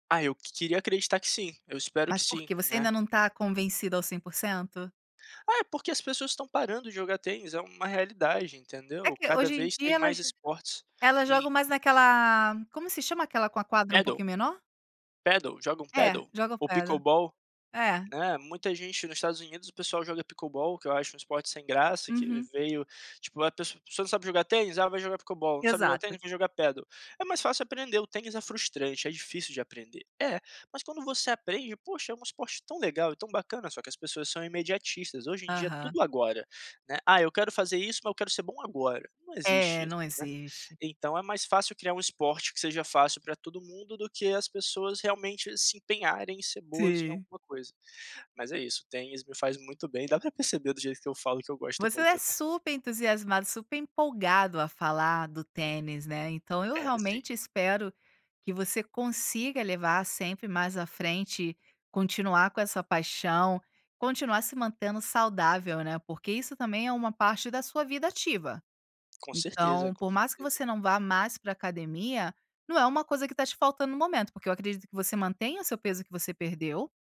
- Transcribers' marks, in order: tapping
- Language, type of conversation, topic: Portuguese, podcast, Que benefícios você percebeu ao retomar um hobby?